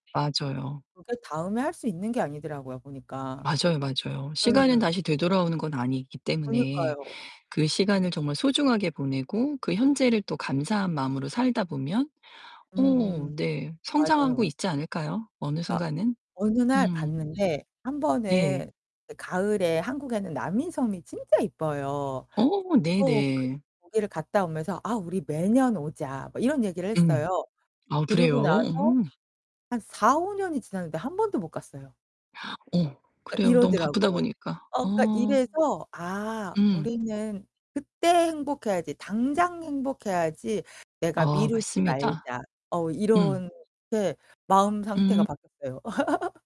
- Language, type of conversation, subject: Korean, podcast, 남과 비교할 때 스스로를 어떻게 다독이시나요?
- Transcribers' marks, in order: other background noise; distorted speech; background speech; laugh